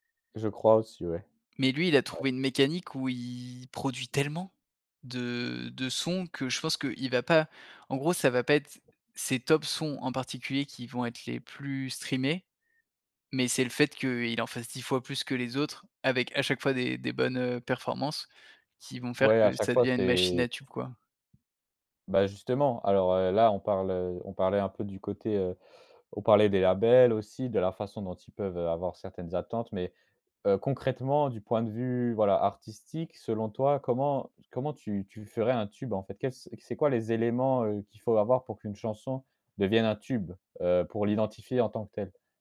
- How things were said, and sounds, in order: other background noise; stressed: "tellement"; tapping
- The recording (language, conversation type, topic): French, podcast, Pourquoi, selon toi, une chanson devient-elle un tube ?